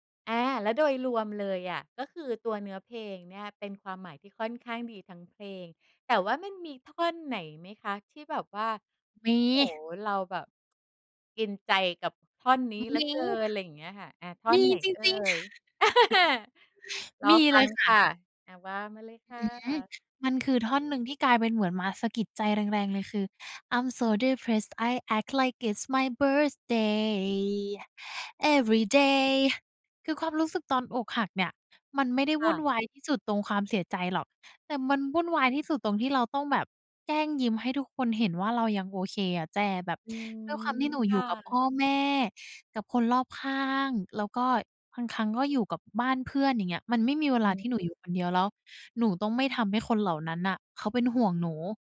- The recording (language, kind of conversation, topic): Thai, podcast, มีเพลงไหนที่เคยเป็นเหมือนเพลงประกอบชีวิตของคุณอยู่ช่วงหนึ่งไหม?
- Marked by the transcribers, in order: stressed: "มี"; other noise; chuckle; laugh; singing: "I'm so depressed I act like it's my birthday everyday"